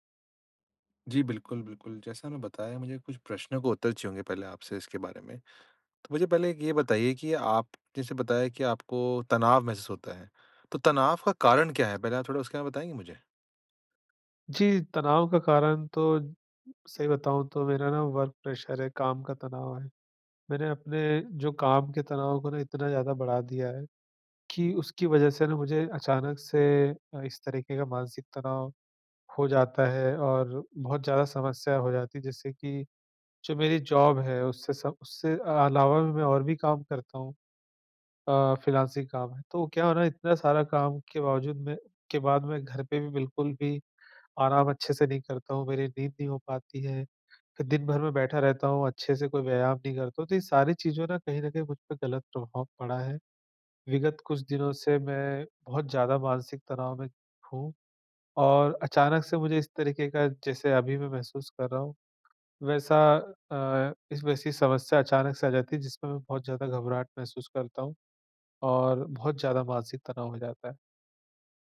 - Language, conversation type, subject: Hindi, advice, मैं गहरी साँसें लेकर तुरंत तनाव कैसे कम करूँ?
- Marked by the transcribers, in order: tapping; in English: "वर्क प्रैशर"; in English: "जॉब"; in English: "फ्रीलांसिंग"